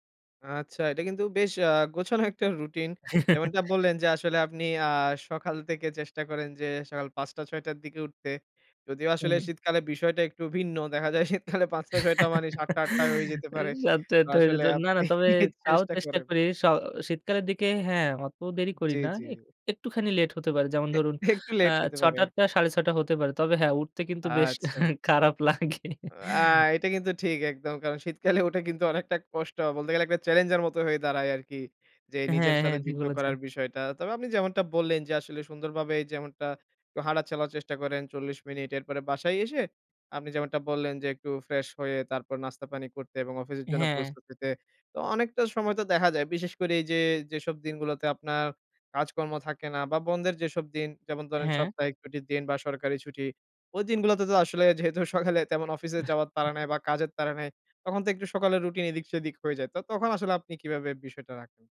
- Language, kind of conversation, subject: Bengali, podcast, আপনার সকালের রুটিনটা কেমন থাকে, একটু বলবেন?
- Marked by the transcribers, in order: laughing while speaking: "গোছানো একটা রুটিন"; chuckle; laughing while speaking: "দেখা যায় শীতকালে পাঁচটা-ছয়টা মানে … আপনি চেষ্টা করেন"; laugh; laughing while speaking: "সাতটা আট্টা হয়ে যেতে পারে"; chuckle; laughing while speaking: "এ একটু লেট হতে পারে আর"; chuckle; laughing while speaking: "খারাপ লাগে"; chuckle; laughing while speaking: "উঠে কিন্তু অনেকটা কষ্ট"; laughing while speaking: "যেহেতু সকালে"; chuckle; horn